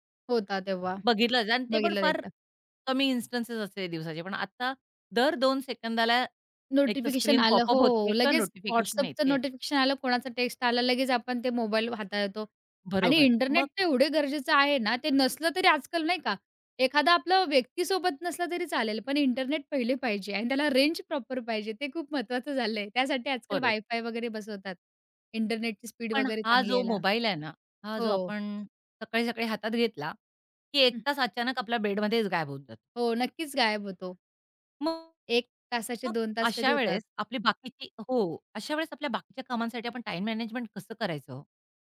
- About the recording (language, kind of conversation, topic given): Marathi, podcast, इंटरनेटमुळे तुमच्या शिकण्याच्या पद्धतीत काही बदल झाला आहे का?
- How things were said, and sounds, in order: other background noise; in English: "प्रॉपर"